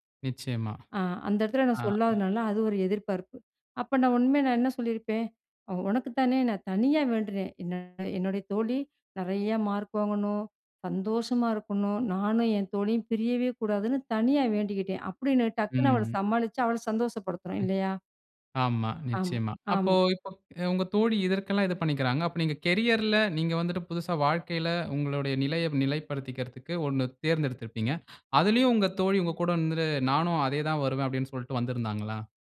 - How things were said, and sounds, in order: other noise; other background noise; in English: "கேரியர்ல"
- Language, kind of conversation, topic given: Tamil, podcast, குடும்பம் உங்கள் தொழில்வாழ்க்கை குறித்து வைத்திருக்கும் எதிர்பார்ப்புகளை நீங்கள் எப்படி சமாளிக்கிறீர்கள்?